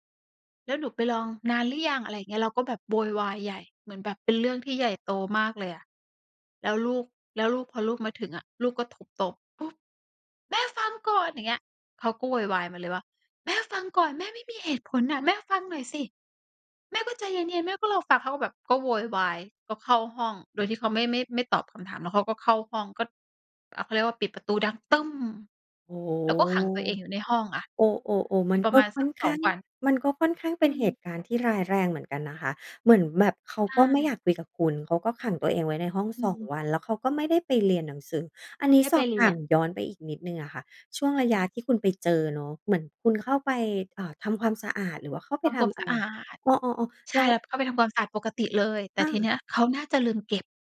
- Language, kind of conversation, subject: Thai, podcast, เล่าเรื่องวิธีสื่อสารกับลูกเวลามีปัญหาได้ไหม?
- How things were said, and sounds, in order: none